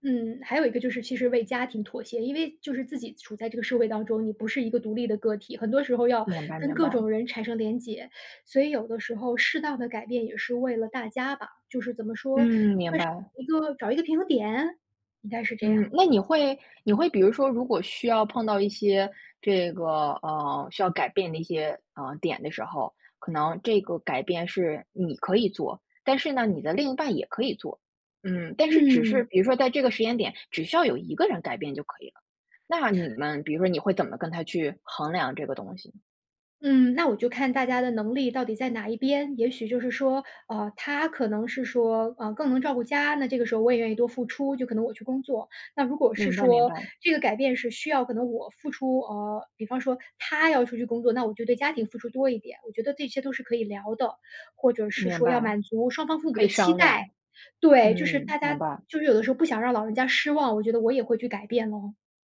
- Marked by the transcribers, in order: inhale; other background noise
- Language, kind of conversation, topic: Chinese, podcast, 什么事情会让你觉得自己必须改变？